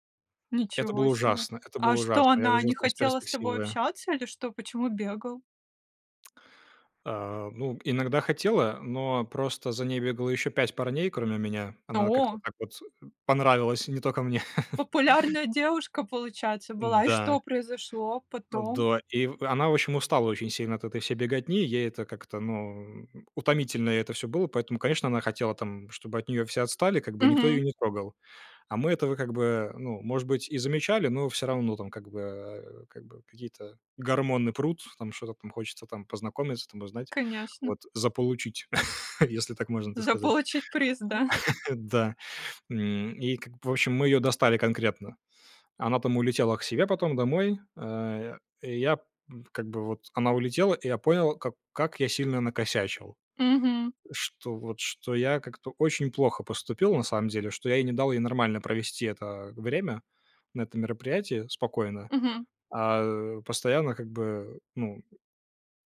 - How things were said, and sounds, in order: laugh; laughing while speaking: "да?"; laugh
- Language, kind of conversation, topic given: Russian, podcast, Как принимать решения, чтобы потом не жалеть?